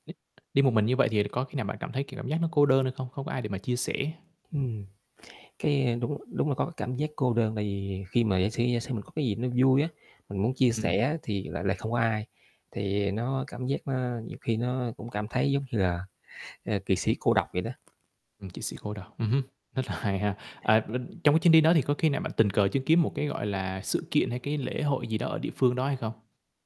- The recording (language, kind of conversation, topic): Vietnamese, podcast, Chuyến đi nào đã khiến bạn thay đổi cách nhìn về cuộc sống?
- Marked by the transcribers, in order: other noise; tapping; static; other background noise; laughing while speaking: "hay"